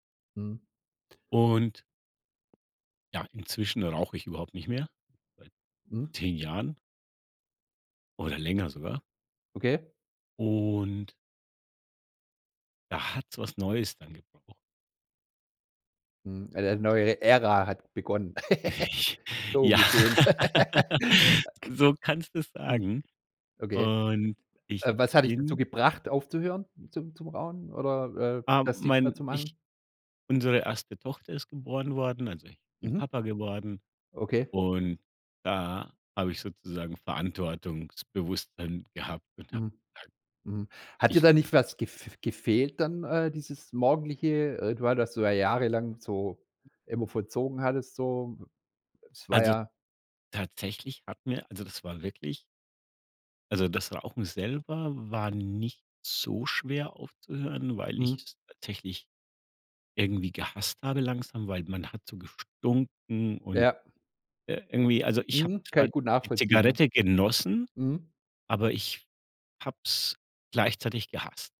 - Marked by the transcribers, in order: drawn out: "Und"; chuckle; giggle; laugh; giggle; drawn out: "Und"
- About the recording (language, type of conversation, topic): German, podcast, Wie sieht dein Morgenritual aus?